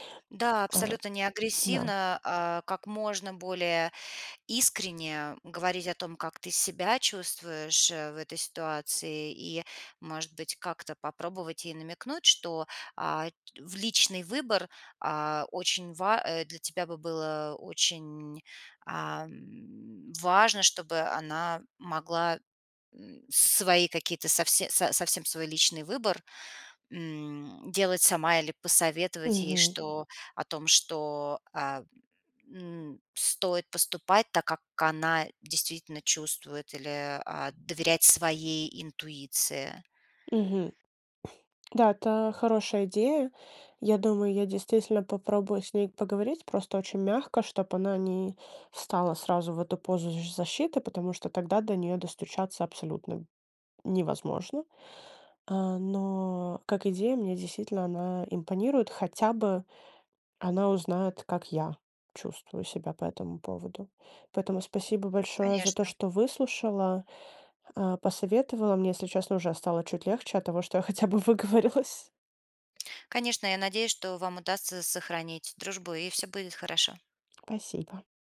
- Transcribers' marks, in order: tapping; blowing; laughing while speaking: "хотя бы выговорилась"
- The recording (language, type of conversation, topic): Russian, advice, Как описать дружбу, в которой вы тянете на себе большую часть усилий?